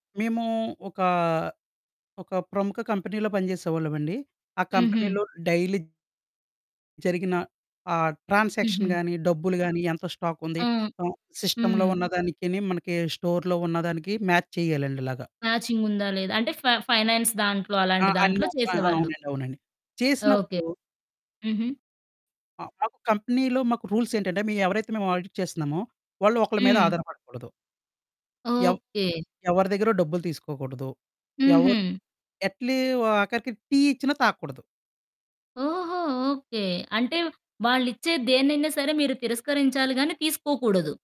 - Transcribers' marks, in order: in English: "కంపెనీలో"; in English: "కంపెనీలో డైలీ"; in English: "ట్రాన్సాక్షన్"; in English: "సిస్టమ్‌లో"; in English: "స్టోర్‌లో"; in English: "మ్యాచ్"; static; in English: "కంపినీ‌లో"; in English: "ఆడిట్"; other background noise
- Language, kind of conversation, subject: Telugu, podcast, సహాయం చేయలేనప్పుడు అది స్పష్టంగా, మర్యాదగా ఎలా తెలియజేయాలి?